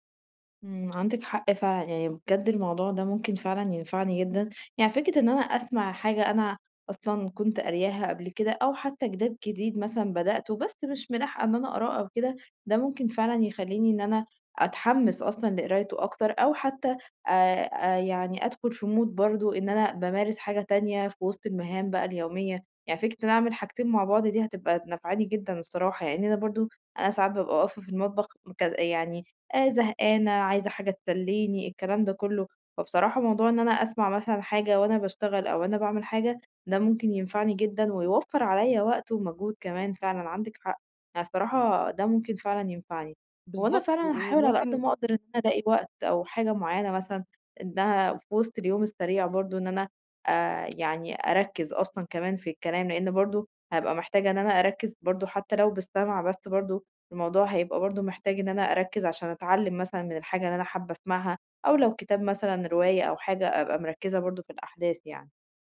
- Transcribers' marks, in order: in English: "mood"; other background noise
- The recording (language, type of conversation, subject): Arabic, advice, ازاي أرجّع طاقتي للهوايات ولحياتي الاجتماعية؟